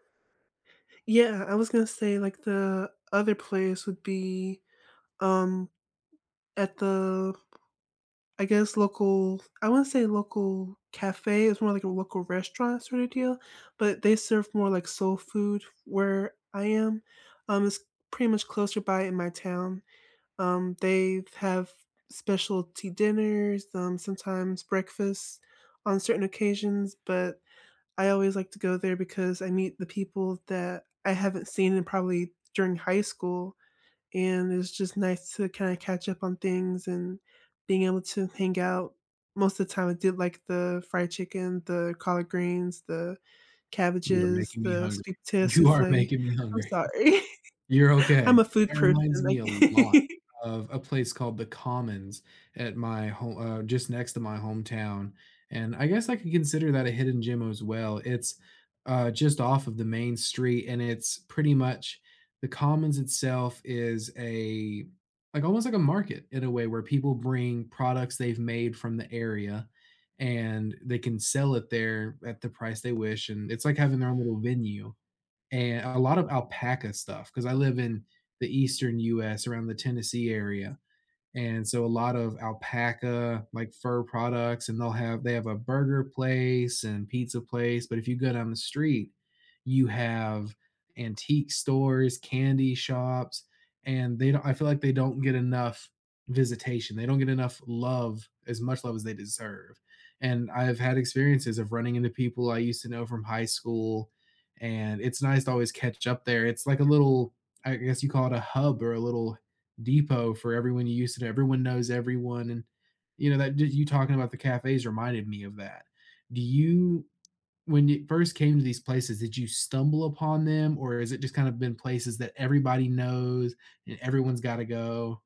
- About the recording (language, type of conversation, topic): English, unstructured, Which local spot feels like a hidden gem to you, and what stories make it special?
- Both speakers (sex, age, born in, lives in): female, 25-29, United States, United States; male, 20-24, United States, United States
- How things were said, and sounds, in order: tapping; laughing while speaking: "You are making me hungry"; laughing while speaking: "sorry"; laugh